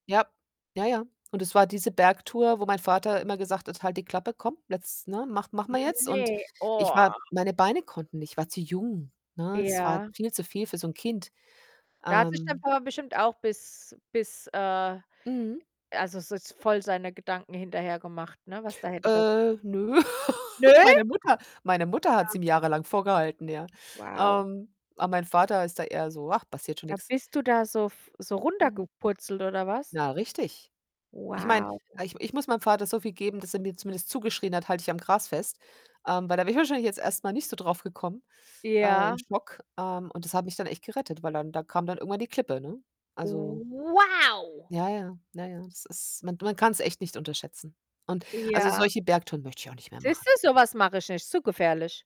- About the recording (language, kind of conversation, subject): German, unstructured, Wie bist du zu deinem Lieblingshobby gekommen?
- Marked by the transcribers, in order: distorted speech; laugh; surprised: "Nö?"; other background noise; surprised: "Wow!"; drawn out: "Wow!"